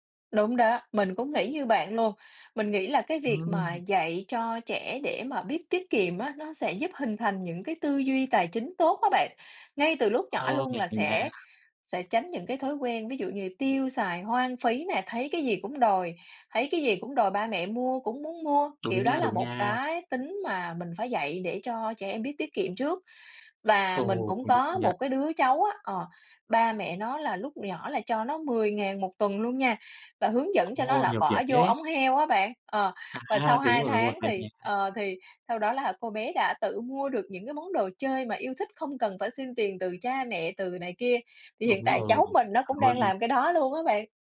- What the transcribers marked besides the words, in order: tapping; unintelligible speech; other background noise
- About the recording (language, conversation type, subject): Vietnamese, unstructured, Làm thế nào để dạy trẻ về tiền bạc?